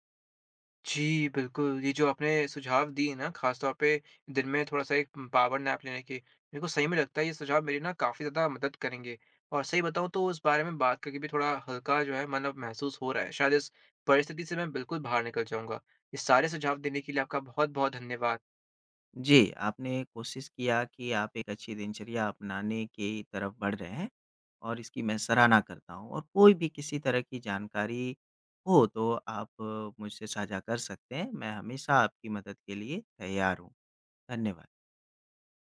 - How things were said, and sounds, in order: in English: "पावर नैप"
- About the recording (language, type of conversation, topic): Hindi, advice, दिन में बार-बार सुस्ती आने और झपकी लेने के बाद भी ताजगी क्यों नहीं मिलती?